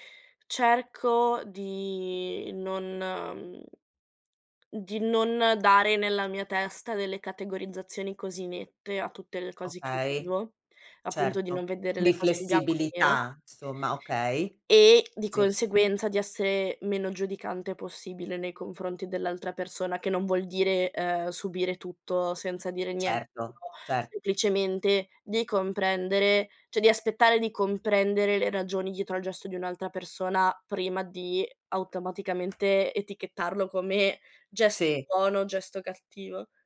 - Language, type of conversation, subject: Italian, podcast, Come costruisci e mantieni relazioni sane nel tempo?
- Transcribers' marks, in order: drawn out: "di"; unintelligible speech; "cioè" said as "ceh"; tapping